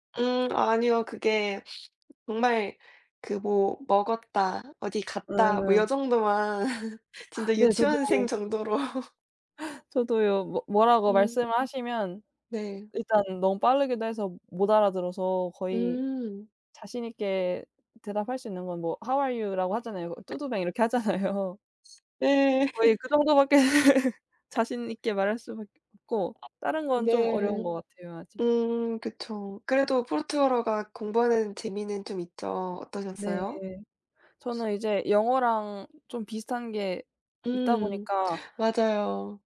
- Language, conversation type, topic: Korean, unstructured, 요즘 공부할 때 가장 재미있는 과목은 무엇인가요?
- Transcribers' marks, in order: other background noise; laugh; laugh; tapping; in English: "How are you?"; in Portuguese: "Tudo bem?"; laughing while speaking: "하잖아요"; chuckle; laughing while speaking: "밖에"; laugh